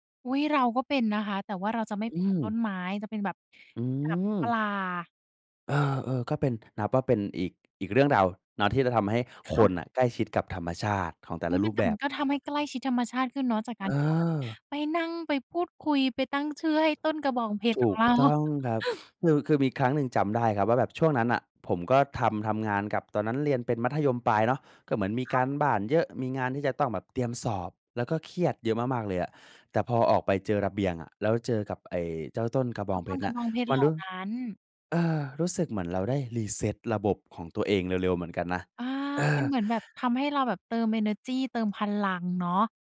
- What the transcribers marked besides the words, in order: chuckle
- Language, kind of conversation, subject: Thai, podcast, มีวิธีง่ายๆ อะไรบ้างที่ช่วยให้เราใกล้ชิดกับธรรมชาติมากขึ้น?